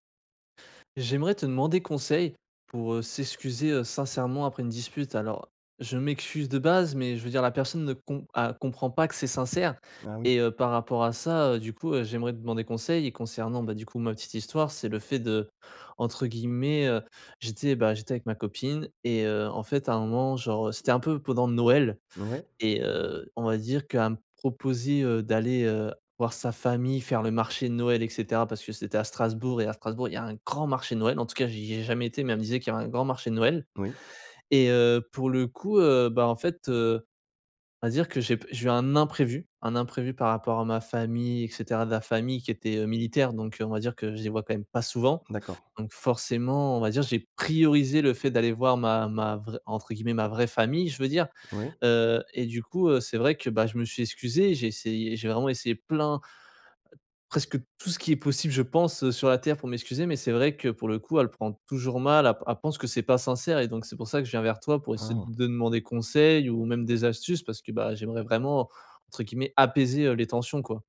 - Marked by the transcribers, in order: none
- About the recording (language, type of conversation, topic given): French, advice, Comment puis-je m’excuser sincèrement après une dispute ?